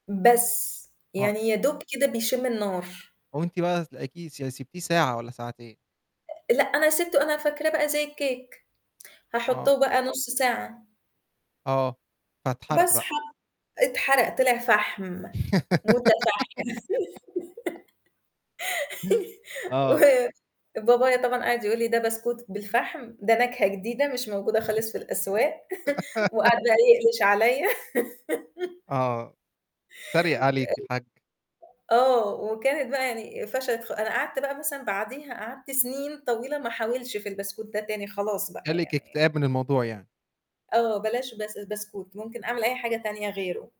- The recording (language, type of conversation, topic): Arabic, podcast, احكيلي عن تجربة طبخ فشلت فيها واتعلمت منها إيه؟
- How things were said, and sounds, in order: other noise; giggle; distorted speech; giggle; chuckle; laugh; chuckle; giggle